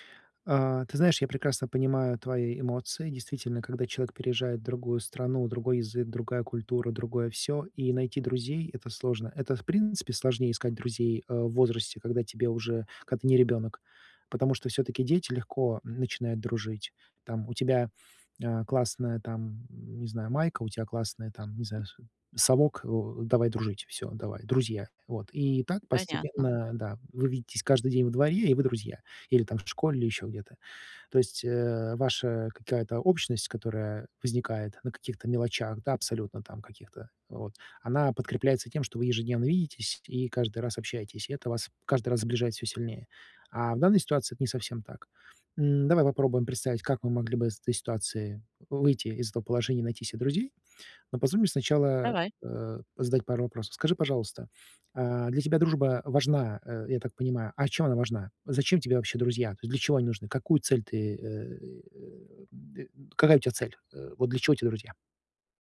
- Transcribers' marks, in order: tapping; other background noise
- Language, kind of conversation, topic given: Russian, advice, Как мне найти новых друзей во взрослом возрасте?